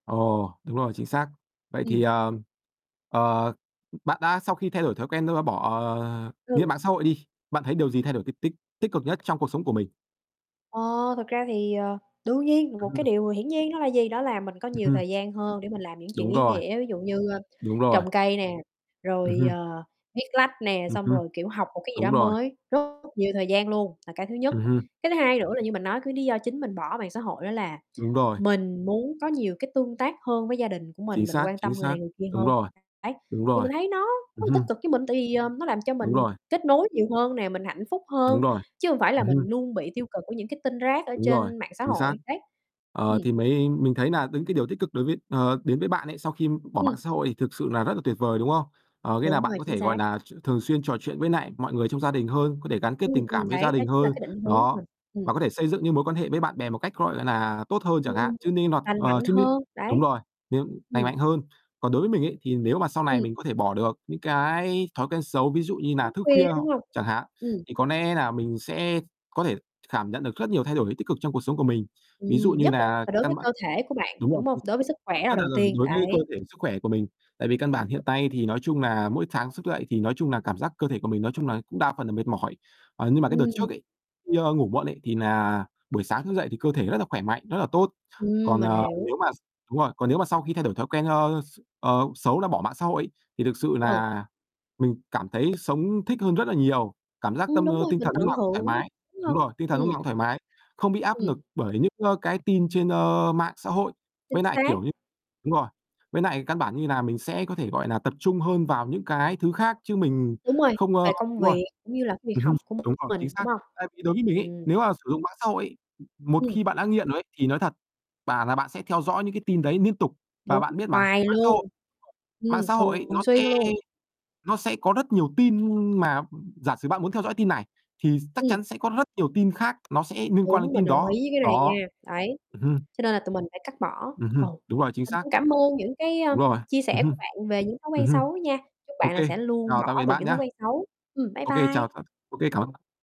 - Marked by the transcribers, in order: tapping; distorted speech; other background noise; "những" said as "đững"; "lẽ" said as "nẽ"; static
- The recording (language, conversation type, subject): Vietnamese, unstructured, Bạn đã từng cố gắng thay đổi thói quen xấu nào trong cuộc sống?